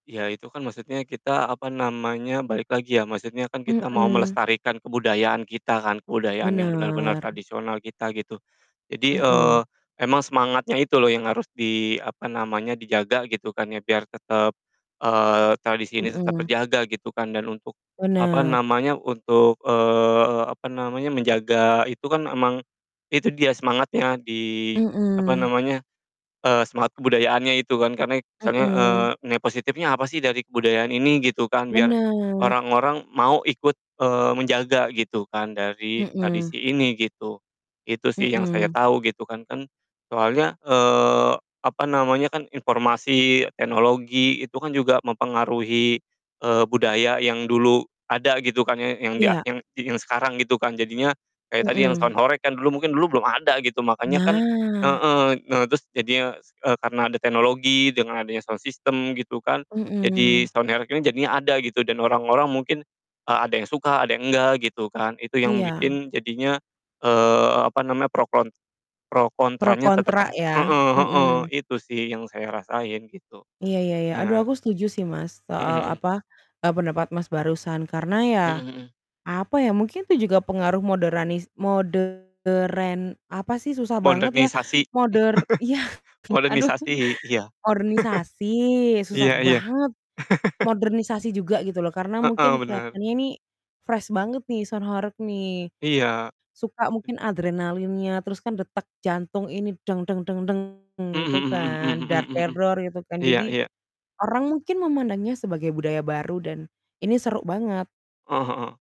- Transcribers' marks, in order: static; drawn out: "Bener"; distorted speech; other background noise; in English: "sound"; in Javanese: "horeg"; drawn out: "Nah"; in English: "sound system"; in English: "sound"; in Javanese: "horeg"; throat clearing; mechanical hum; chuckle; in English: "fresh"; in English: "sound"; in Javanese: "horeg"; other noise
- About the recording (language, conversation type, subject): Indonesian, unstructured, Apa yang membuat Anda sedih ketika nilai-nilai budaya tradisional tidak dihargai?